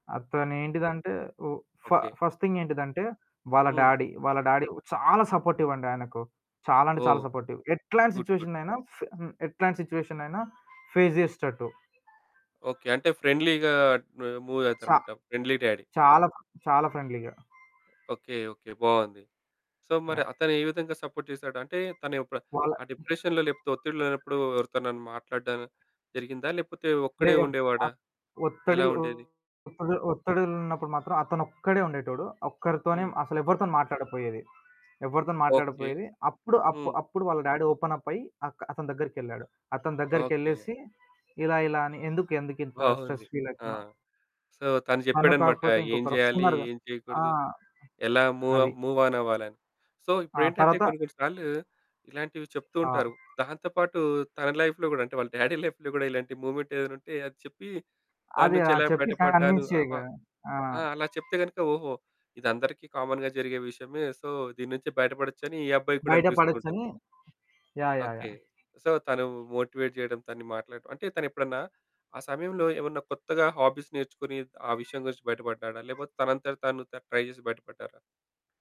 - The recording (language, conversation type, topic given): Telugu, podcast, ఒత్తిడిలో ఉన్నప్పుడు నీకు దయగా తోడ్పడే ఉత్తమ విధానం ఏది?
- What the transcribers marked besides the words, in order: in English: "ఫ ఫస్ట్ థింగ్"; in English: "డాడీ"; in English: "డాడీ"; stressed: "చాలా"; in English: "సపోర్టివ్"; in English: "గుడ్. గుడ్"; in English: "సిట్యుయేషన్‌నైనా"; in English: "సిట్యుయేషన్‌నైనా ఫేస్"; alarm; in English: "ఫ్రెండ్లీగా"; in English: "ఫ్రెండ్లీ డ్యాడీ"; in English: "ఫ్రెండ్‌లీగా"; in English: "సో"; other background noise; in English: "సపోర్ట్"; in English: "డిప్రెషన్‌లో"; background speech; distorted speech; in English: "డ్యాడీ ఓపెనప్"; in English: "స్ట్రెస్"; in English: "సో"; in English: "మూవాన్"; in English: "సో"; in English: "లైఫ్‌లో"; giggle; in English: "డ్యాడీ లైఫ్‌లో"; in English: "కన్విన్స్"; in English: "కామన్‌గా"; in English: "సో"; in English: "సో"; in English: "మోటివేట్"; in English: "హాబీస్"; horn; in English: "ట్రై"